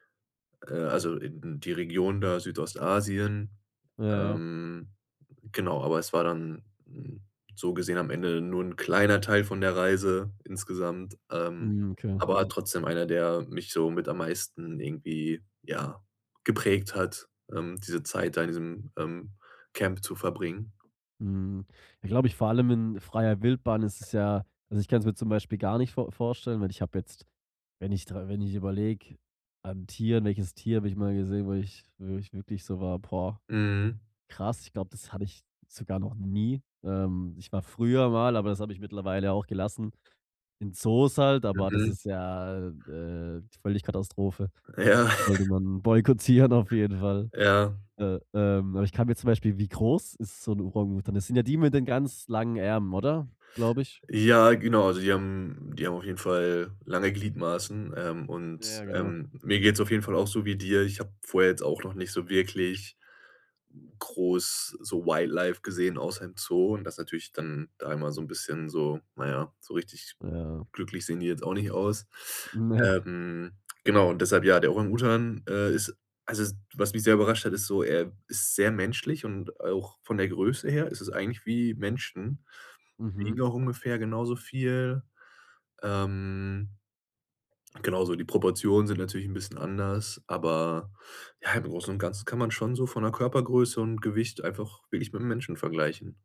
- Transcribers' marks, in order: other background noise; laughing while speaking: "Ja"; chuckle; in English: "Wildlife"; laughing while speaking: "Ne"
- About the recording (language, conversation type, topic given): German, podcast, Was war deine denkwürdigste Begegnung auf Reisen?
- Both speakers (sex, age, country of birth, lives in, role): male, 25-29, Germany, Germany, guest; male, 25-29, Germany, Germany, host